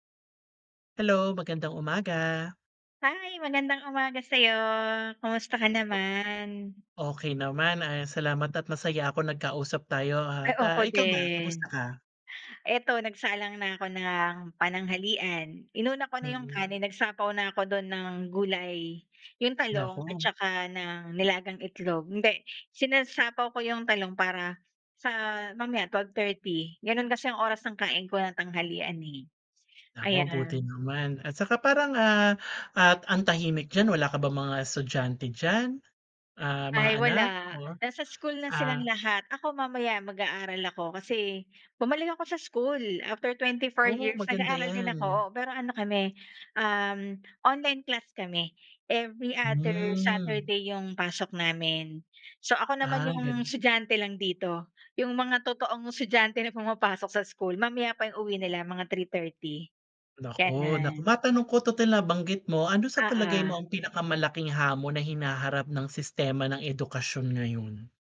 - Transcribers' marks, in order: "ako" said as "oko"; in English: "online class"; in English: "Every other Saturday"
- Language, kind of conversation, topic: Filipino, unstructured, Ano ang opinyon mo tungkol sa kalagayan ng edukasyon sa kasalukuyan?